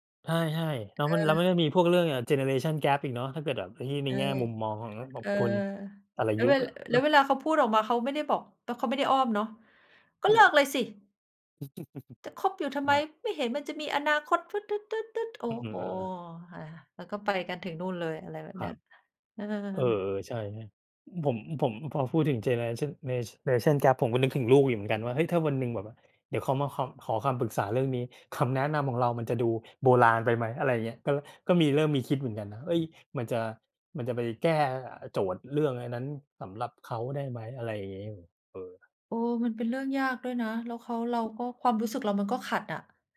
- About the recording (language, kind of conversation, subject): Thai, unstructured, คุณคิดว่าการขอความช่วยเหลือเป็นเรื่องอ่อนแอไหม?
- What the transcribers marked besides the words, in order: tapping; other background noise; chuckle; other noise